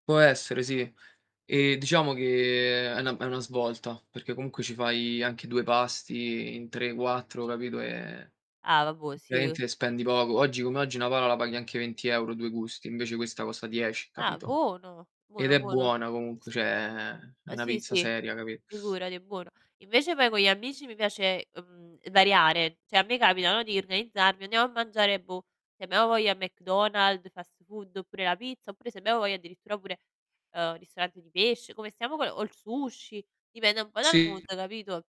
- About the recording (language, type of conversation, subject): Italian, unstructured, Perché pensi che condividere un pasto sia importante?
- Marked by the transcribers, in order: drawn out: "che"; tapping; other background noise; "praticamente" said as "praimente"; "cioè" said as "ceh"; "una" said as "na"; "cioè" said as "ceh"; distorted speech; in English: "mood"